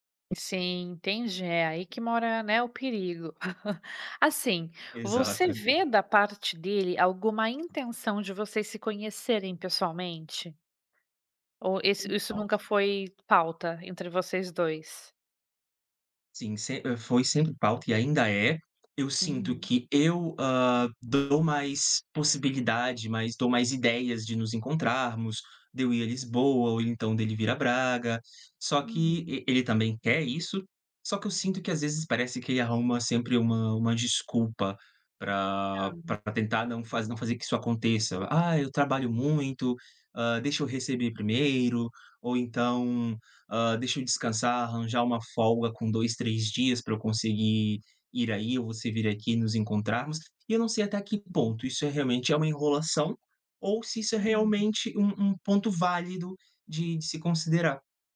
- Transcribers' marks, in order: laugh; tapping
- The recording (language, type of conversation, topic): Portuguese, advice, Como você lida com a falta de proximidade em um relacionamento à distância?